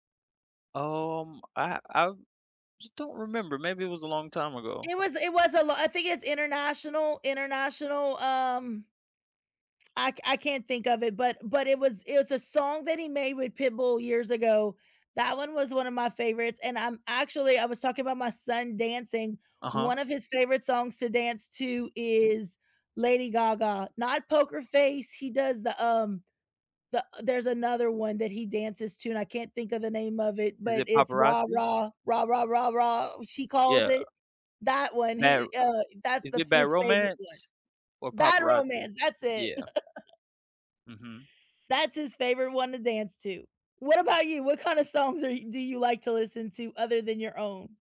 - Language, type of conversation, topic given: English, unstructured, How does music shape your daily routines, moods, and connections with others?
- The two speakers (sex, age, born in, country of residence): female, 40-44, United States, United States; male, 30-34, United States, United States
- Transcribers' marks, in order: tapping; other background noise; laugh